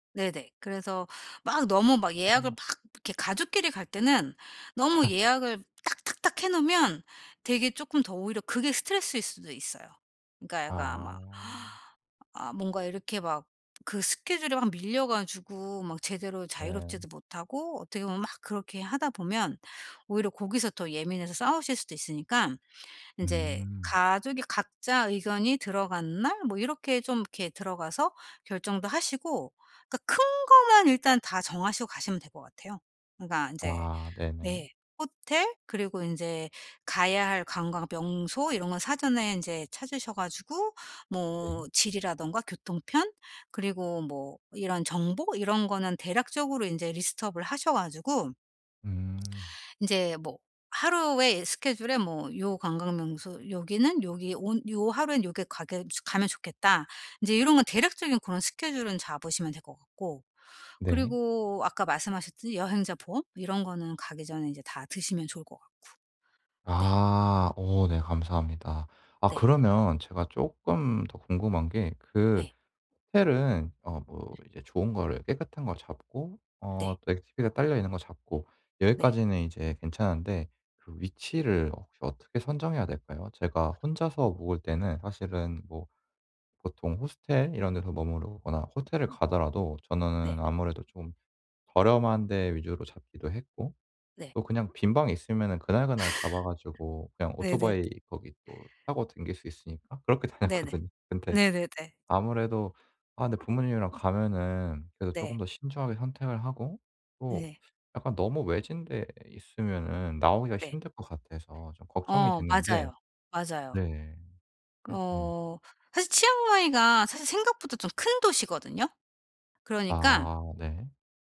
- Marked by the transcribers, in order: inhale; other background noise; in English: "리스트 업을"; lip smack; laugh; tapping; laughing while speaking: "다녔거든요"
- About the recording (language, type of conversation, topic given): Korean, advice, 여행 예산을 어떻게 세우고 계획을 효율적으로 수립할 수 있을까요?